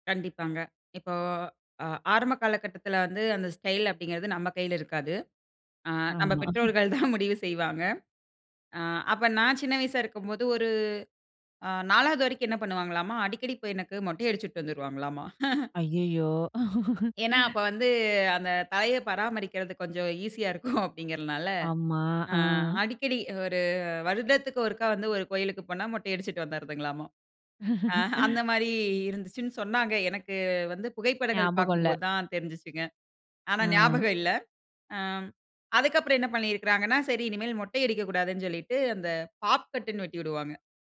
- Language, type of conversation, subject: Tamil, podcast, வயது கூடுவதற்கேற்ப உங்கள் உடை அலங்காரப் பாணி எப்படி மாறியது?
- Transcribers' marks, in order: laughing while speaking: "பெற்றோர்கள் தான் முடிவு"; chuckle; chuckle; laugh; laughing while speaking: "இருக்கும்"; laugh